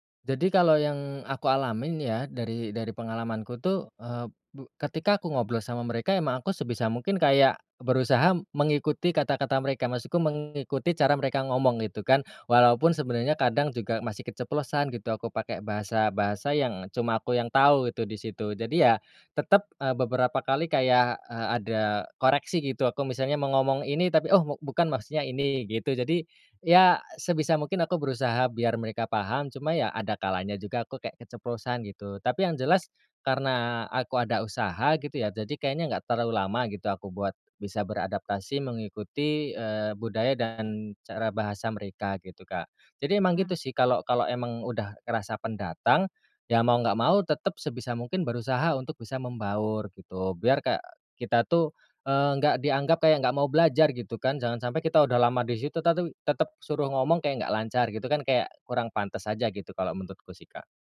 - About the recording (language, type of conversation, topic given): Indonesian, podcast, Bagaimana bahasa ibu memengaruhi rasa identitasmu saat kamu tinggal jauh dari kampung halaman?
- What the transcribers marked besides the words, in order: none